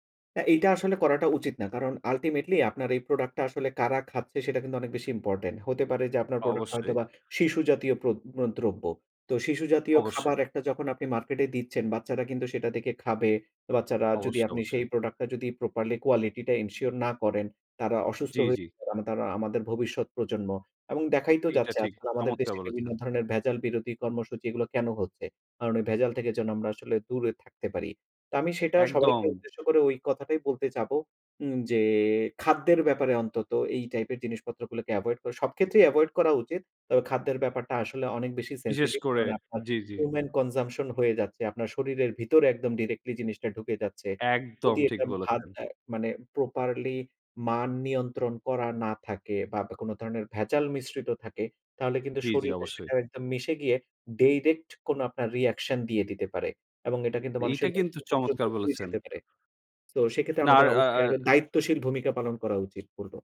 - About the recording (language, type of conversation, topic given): Bengali, podcast, আপনার সবচেয়ে বড় প্রকল্প কোনটি ছিল?
- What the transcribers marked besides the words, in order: other background noise; in English: "এনশিওর"; in English: "হিউমেন কনজাম্পশন"; "ডাইরেক্ট" said as "ডেইরেক্ট"; tapping